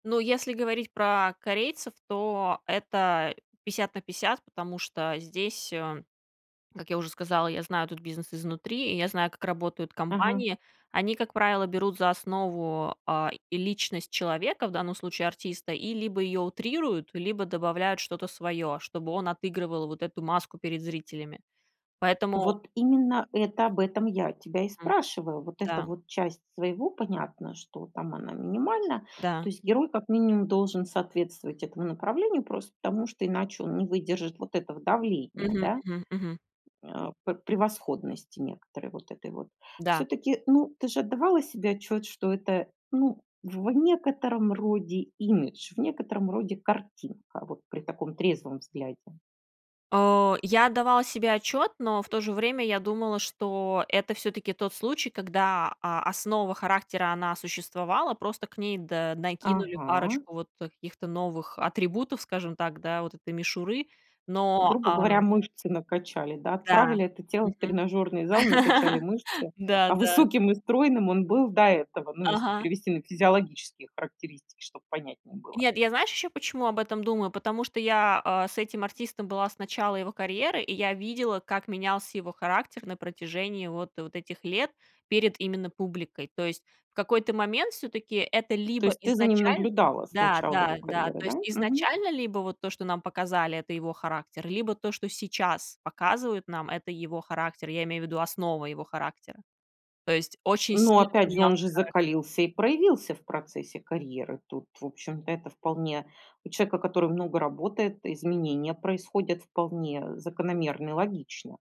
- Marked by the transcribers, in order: tapping; laugh
- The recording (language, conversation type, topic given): Russian, podcast, Почему мы привязываемся к вымышленным героям так, как будто они реальные люди?